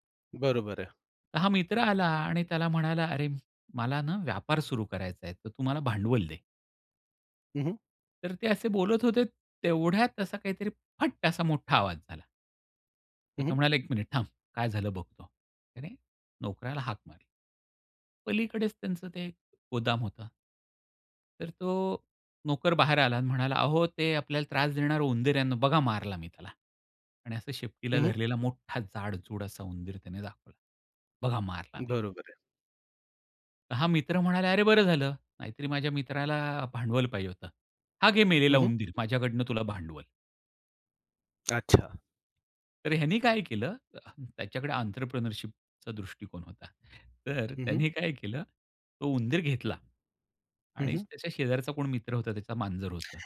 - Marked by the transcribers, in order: other background noise; tapping; other noise
- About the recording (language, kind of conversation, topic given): Marathi, podcast, लोकांना प्रेरणा देणारी कथा तुम्ही कशी सांगता?